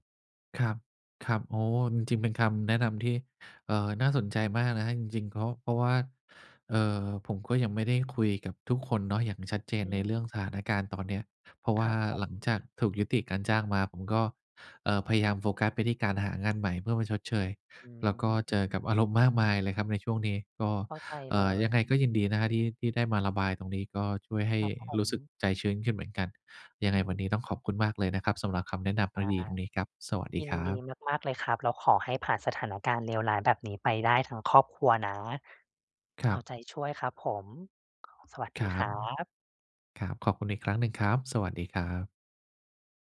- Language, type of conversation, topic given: Thai, advice, คุณมีประสบการณ์อย่างไรกับการตกงานกะทันหันและความไม่แน่นอนเรื่องรายได้?
- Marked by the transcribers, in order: tapping